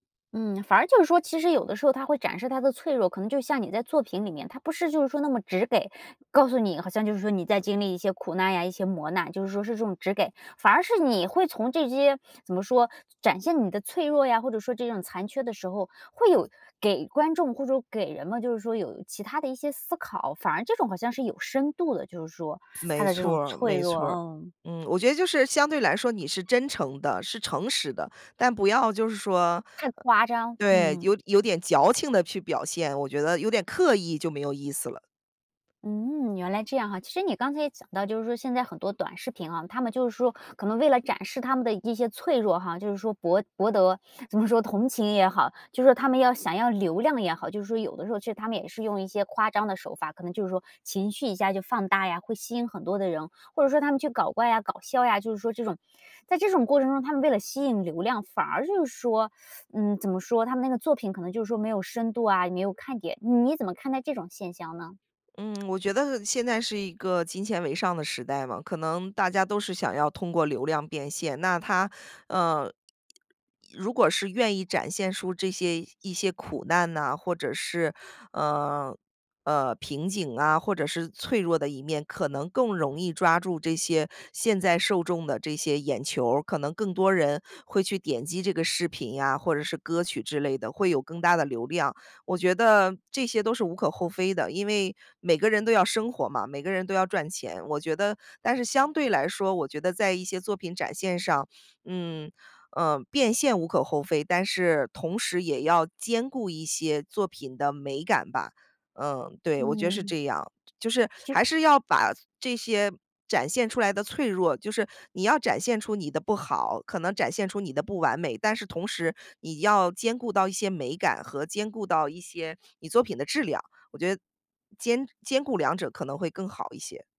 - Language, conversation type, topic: Chinese, podcast, 你愿意在作品里展现脆弱吗？
- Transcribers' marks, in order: other background noise; tapping